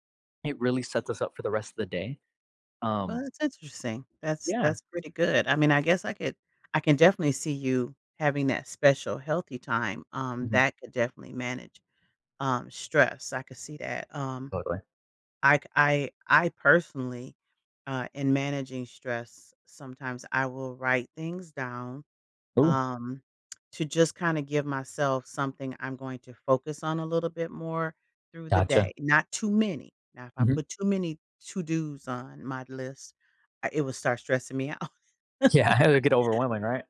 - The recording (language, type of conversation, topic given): English, unstructured, How would you like to get better at managing stress?
- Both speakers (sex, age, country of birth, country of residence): female, 55-59, United States, United States; male, 20-24, United States, United States
- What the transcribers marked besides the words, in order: tsk; laughing while speaking: "Yeah"; laughing while speaking: "out"; laugh